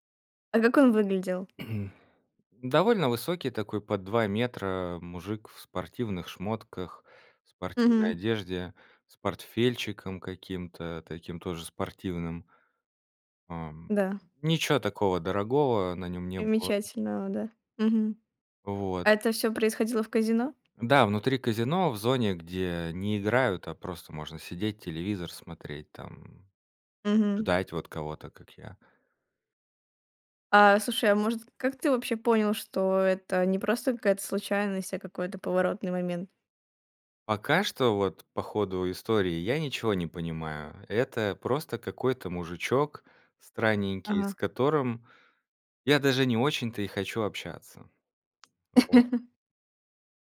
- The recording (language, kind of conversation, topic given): Russian, podcast, Какая случайная встреча перевернула твою жизнь?
- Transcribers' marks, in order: tapping; throat clearing; chuckle